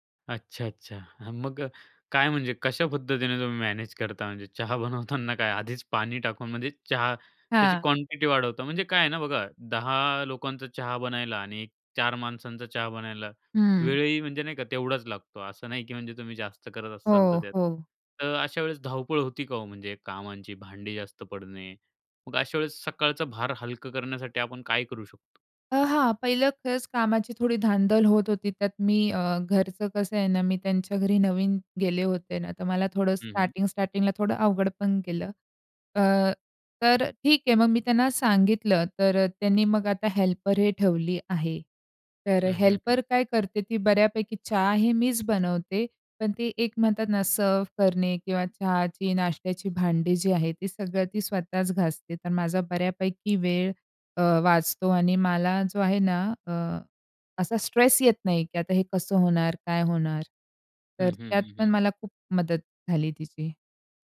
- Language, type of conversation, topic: Marathi, podcast, तुझ्या घरी सकाळची परंपरा कशी असते?
- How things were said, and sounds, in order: laughing while speaking: "बनवताना"; tapping; other background noise; in English: "सर्व्ह"